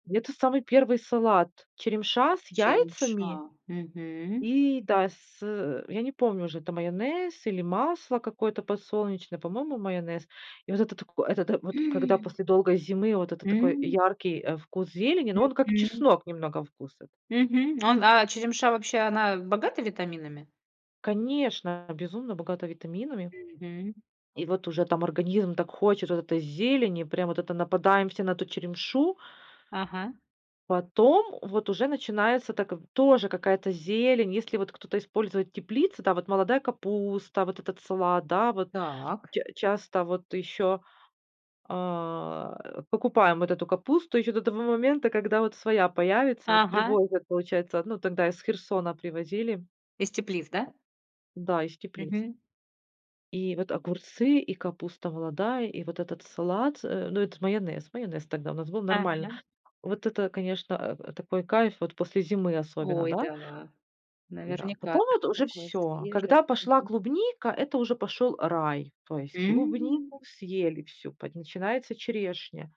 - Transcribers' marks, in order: surprised: "М"; other background noise; tapping; drawn out: "М"
- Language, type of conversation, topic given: Russian, podcast, Как сезонность влияет на наш рацион и блюда?